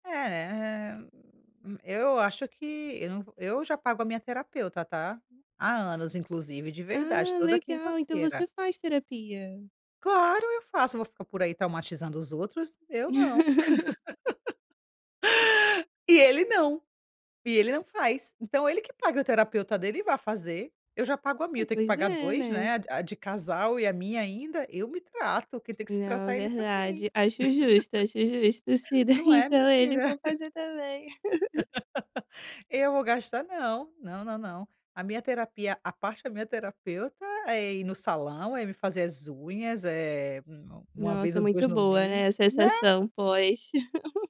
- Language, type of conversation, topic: Portuguese, advice, Como posso conversar sobre saúde mental com alguém próximo?
- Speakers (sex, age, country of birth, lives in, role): female, 25-29, Brazil, Italy, advisor; female, 35-39, Brazil, Italy, user
- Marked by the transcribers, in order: other noise; laugh; laugh; laugh; laugh